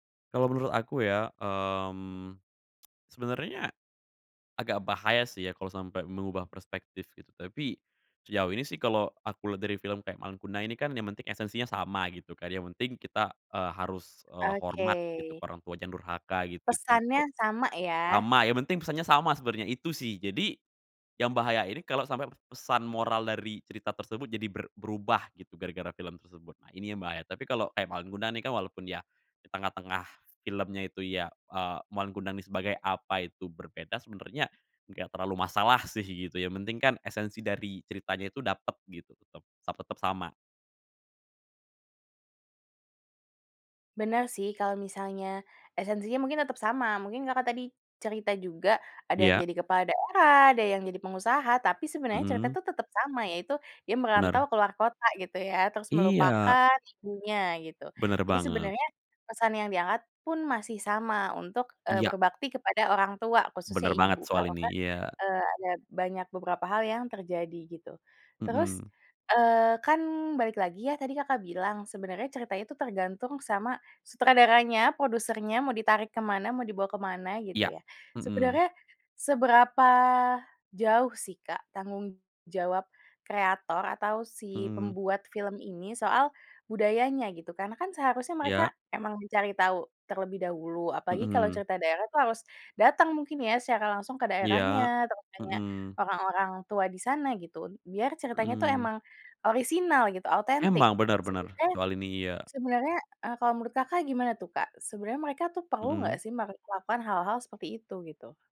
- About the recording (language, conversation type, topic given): Indonesian, podcast, Apa pendapatmu tentang adaptasi mitos atau cerita rakyat menjadi film?
- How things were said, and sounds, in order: tsk; other background noise; laughing while speaking: "sih"